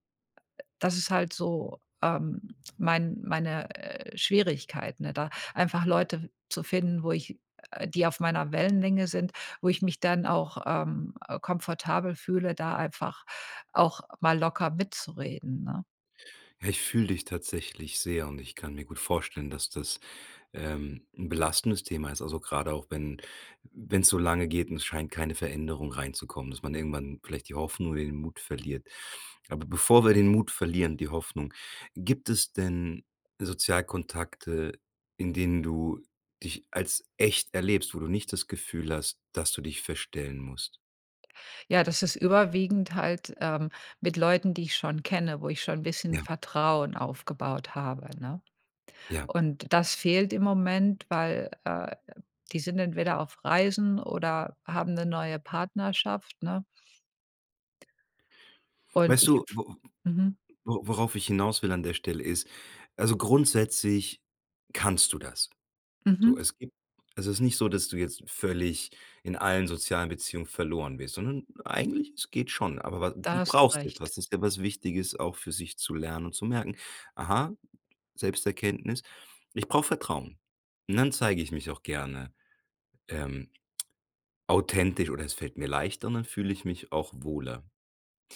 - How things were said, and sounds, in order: stressed: "echt"; blowing; tsk
- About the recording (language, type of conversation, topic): German, advice, Wie fühlt es sich für dich an, dich in sozialen Situationen zu verstellen?